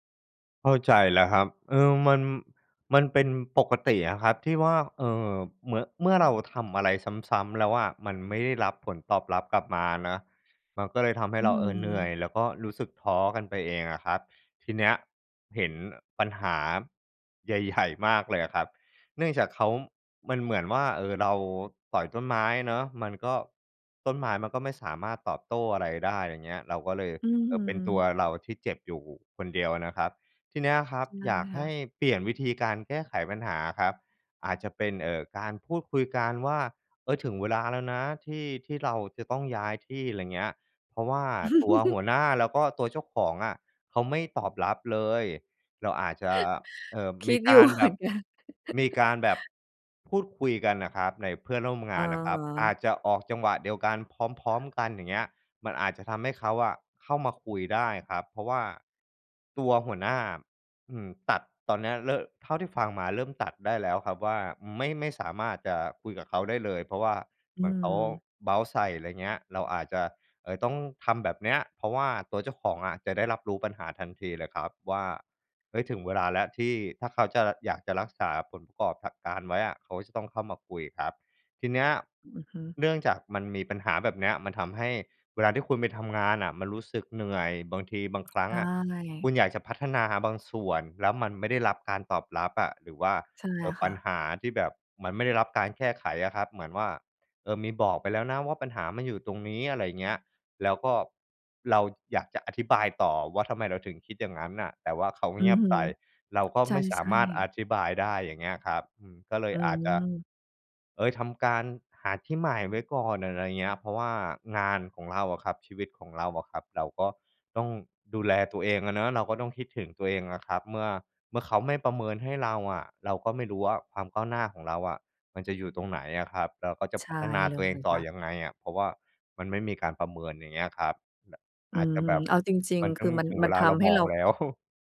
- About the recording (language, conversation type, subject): Thai, advice, ฉันควรทำอย่างไรเมื่อรู้สึกว่าถูกมองข้ามและไม่ค่อยได้รับการยอมรับในที่ทำงานและในการประชุม?
- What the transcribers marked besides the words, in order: laughing while speaking: "ใหญ่ ๆ"; chuckle; chuckle; laughing while speaking: "อยู่เหมือนกัน"; "ระกอบ" said as "กอบผะ"; chuckle